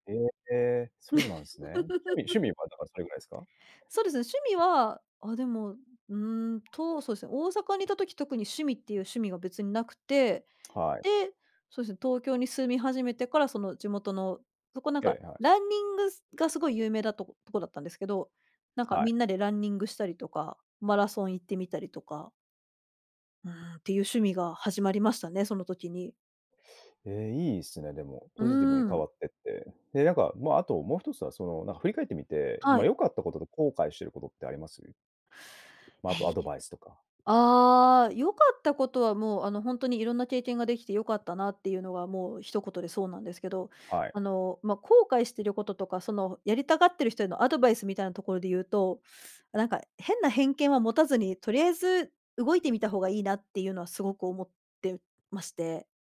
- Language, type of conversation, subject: Japanese, podcast, 引っ越しをきっかけに自分が変わったと感じた経験はありますか？
- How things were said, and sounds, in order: laugh; other background noise; tapping